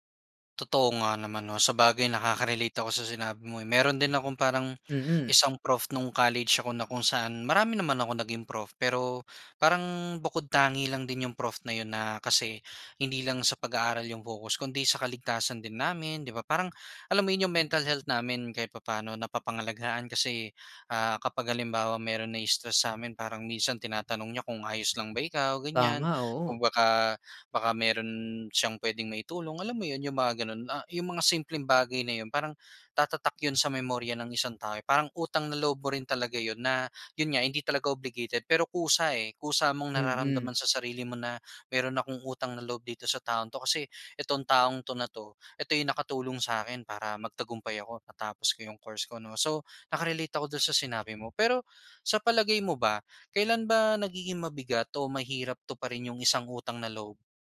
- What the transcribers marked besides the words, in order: other background noise; in English: "obligated"
- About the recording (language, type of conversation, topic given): Filipino, podcast, Ano ang ibig sabihin sa inyo ng utang na loob?